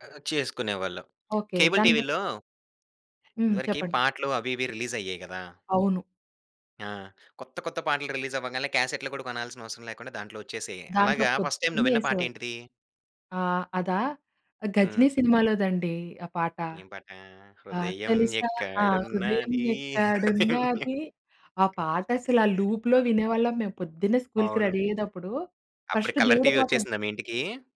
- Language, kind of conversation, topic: Telugu, podcast, స్ట్రీమింగ్ సేవలు కేబుల్ టీవీకన్నా మీకు బాగా నచ్చేవి ఏవి, ఎందుకు?
- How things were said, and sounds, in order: other background noise; tapping; in English: "రిలీజ్"; in English: "ఫస్ట్‌టైమ్"; singing: "హృదయం ఎక్కడున్నది. హృదయం యె"; in English: "లూప్‌లో"; laughing while speaking: "హృదయం యె"; in English: "రెడీ"; in English: "ఫస్ట్"; in English: "కలర్ టీవి"